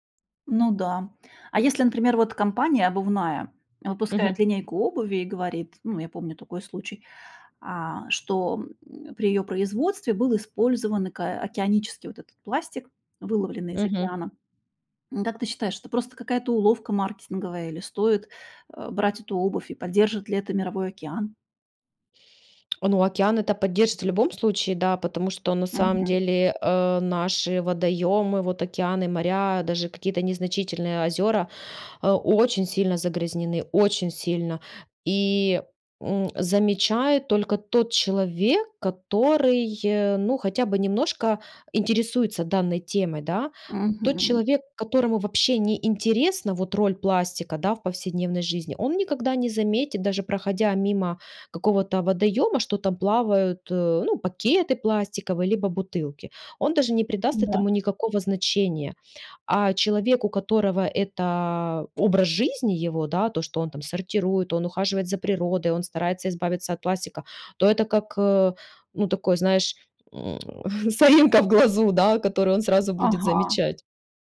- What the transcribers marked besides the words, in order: tapping
- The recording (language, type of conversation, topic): Russian, podcast, Как сократить использование пластика в повседневной жизни?